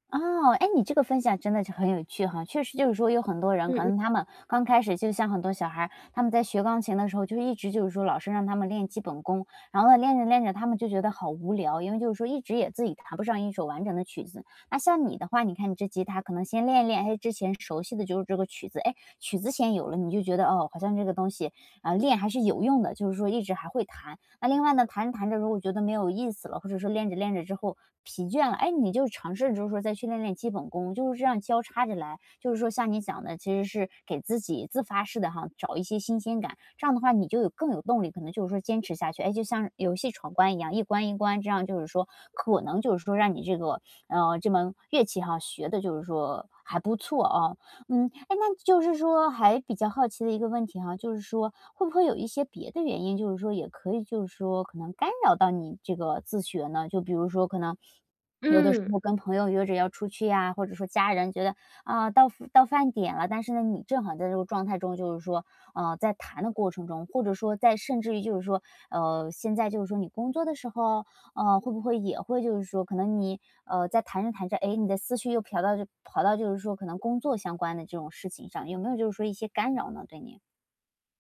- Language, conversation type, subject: Chinese, podcast, 自学时如何保持动力？
- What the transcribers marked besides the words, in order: none